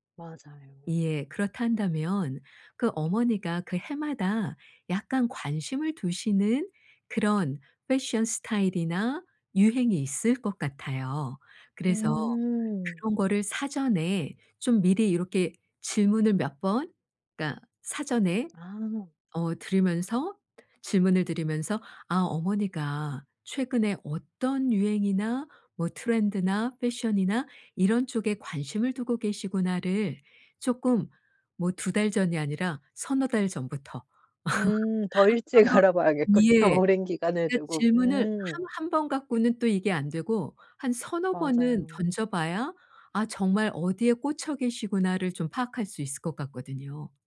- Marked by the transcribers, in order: other background noise; put-on voice: "패션"; put-on voice: "패션이나"; laugh
- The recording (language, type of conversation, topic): Korean, advice, 선물을 뭘 사야 할지 전혀 모르겠는데, 아이디어를 좀 도와주실 수 있나요?